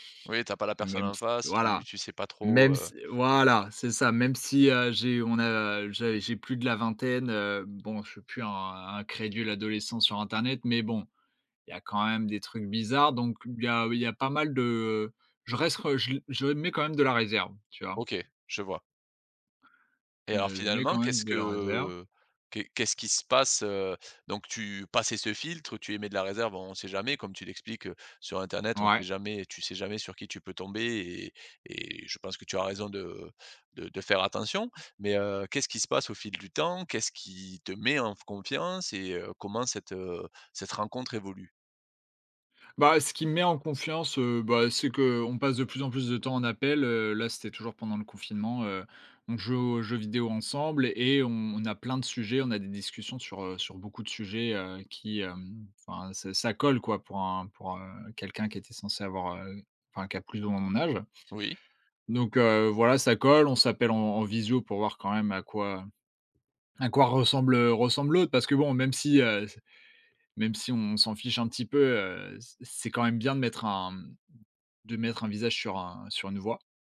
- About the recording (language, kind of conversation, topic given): French, podcast, Comment transformer un contact en ligne en une relation durable dans la vraie vie ?
- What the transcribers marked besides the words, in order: stressed: "voilà"; stressed: "voilà"; stressed: "temps"; stressed: "met"; stressed: "colle"; stressed: "l'autre"